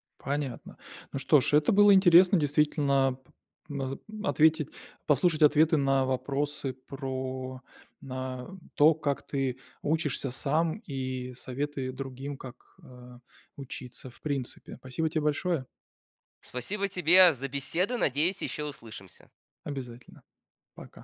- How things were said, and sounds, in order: tapping
- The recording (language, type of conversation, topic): Russian, podcast, Как научиться учиться тому, что совсем не хочется?